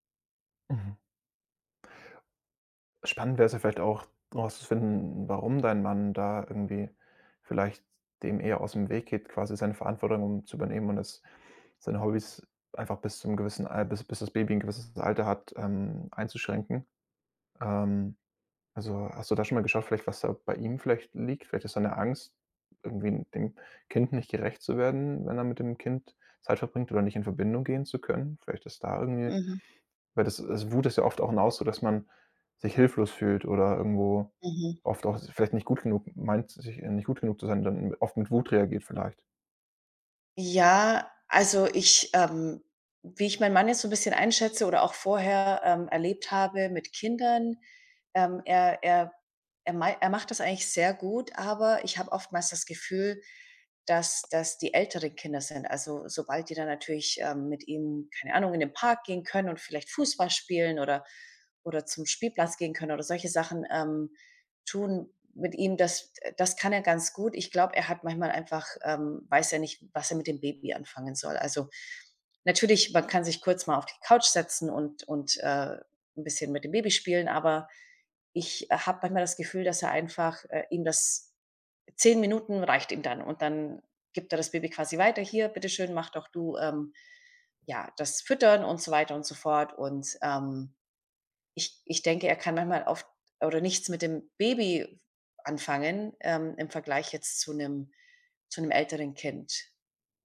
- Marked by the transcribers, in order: other background noise
- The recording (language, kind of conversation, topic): German, advice, Wie ist es, Eltern zu werden und den Alltag radikal neu zu strukturieren?
- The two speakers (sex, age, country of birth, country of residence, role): female, 40-44, Kazakhstan, United States, user; male, 25-29, Germany, Germany, advisor